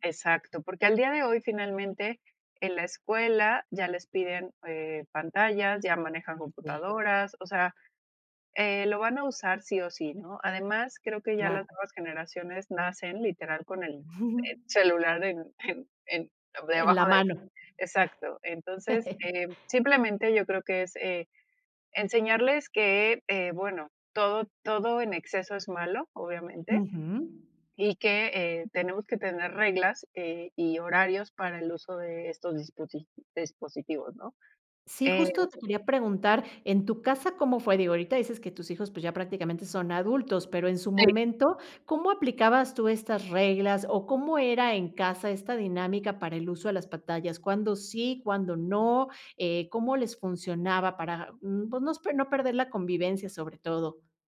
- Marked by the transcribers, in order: chuckle; other background noise; chuckle
- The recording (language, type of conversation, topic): Spanish, podcast, ¿Cómo controlas el uso de pantallas con niños en casa?